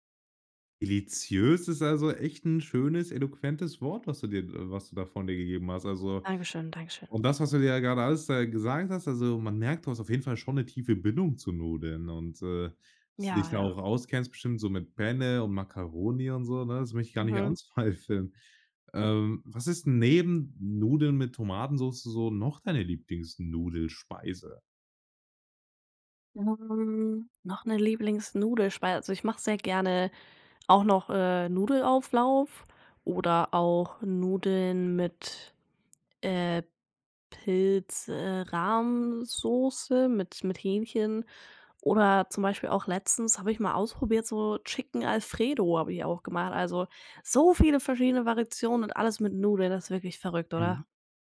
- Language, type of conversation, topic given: German, podcast, Erzähl mal: Welches Gericht spendet dir Trost?
- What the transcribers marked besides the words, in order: drawn out: "Hm"